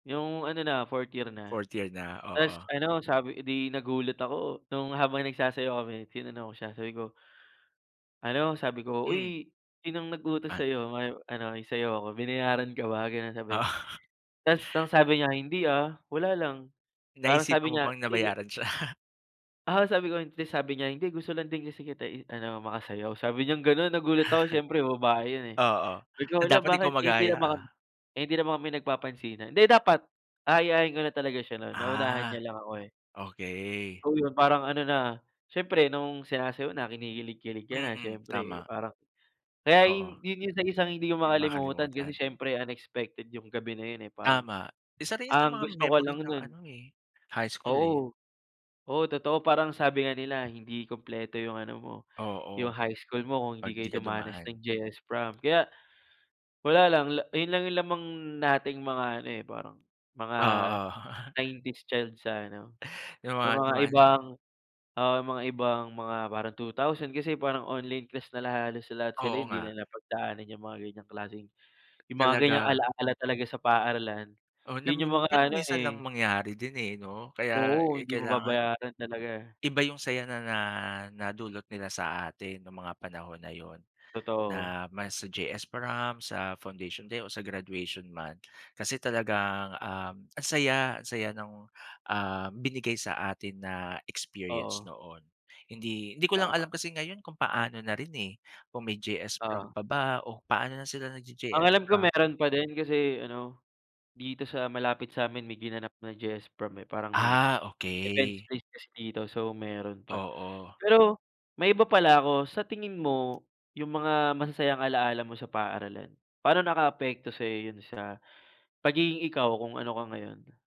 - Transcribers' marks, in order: laughing while speaking: "Ah"; laughing while speaking: "siya?"; tapping; drawn out: "lamang"; chuckle; other background noise
- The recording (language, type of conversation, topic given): Filipino, unstructured, Ano ang pinaka-masayang alaala mo sa paaralan?